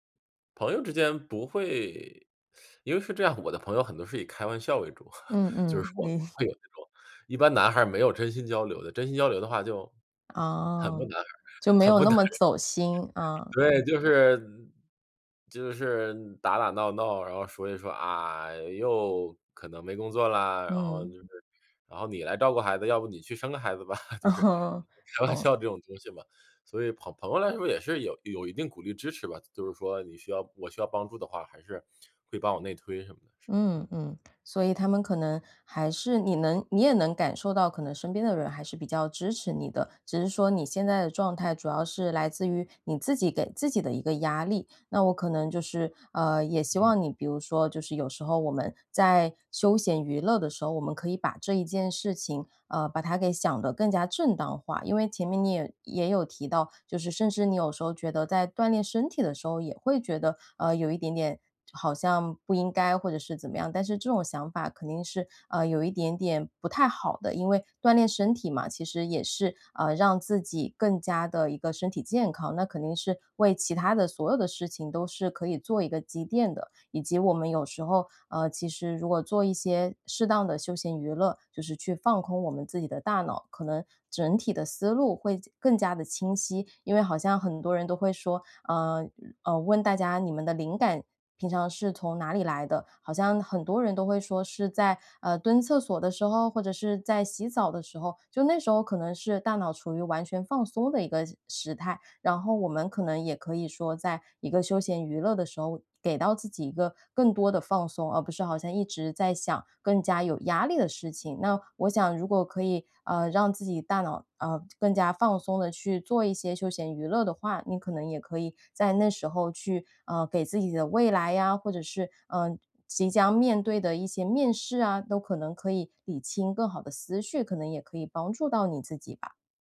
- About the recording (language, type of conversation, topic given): Chinese, advice, 休闲时我总是感到内疚或分心，该怎么办？
- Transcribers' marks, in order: teeth sucking; chuckle; tapping; laughing while speaking: "不男人"; other background noise; chuckle; laughing while speaking: "就是"; laughing while speaking: "嗯哼"